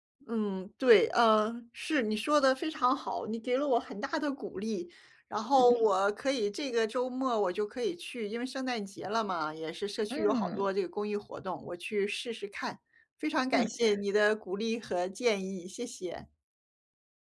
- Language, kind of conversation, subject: Chinese, advice, 如何克服用外语交流时的不确定感？
- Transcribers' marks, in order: chuckle